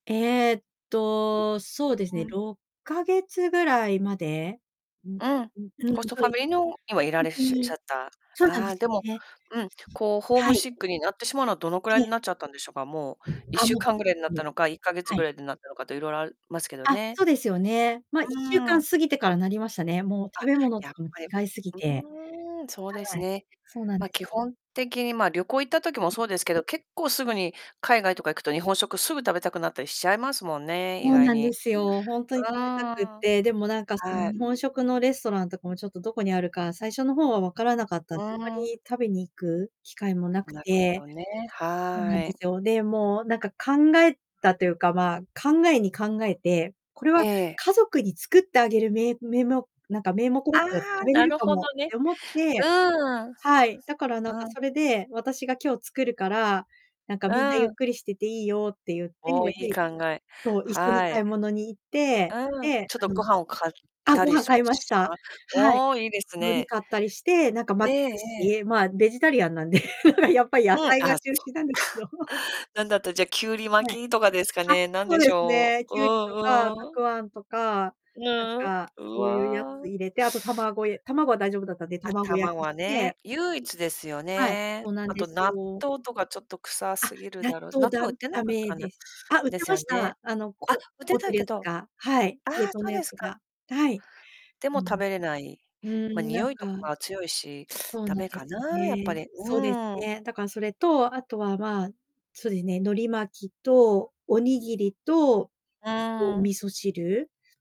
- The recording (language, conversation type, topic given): Japanese, podcast, 食べ物でホームシックをどう乗り越えた？
- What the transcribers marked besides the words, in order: tapping; distorted speech; unintelligible speech; unintelligible speech; other background noise; unintelligible speech; laughing while speaking: "ベジタリアンなんで、やっぱり野菜が中心なんですけど"; laughing while speaking: "そっか"; chuckle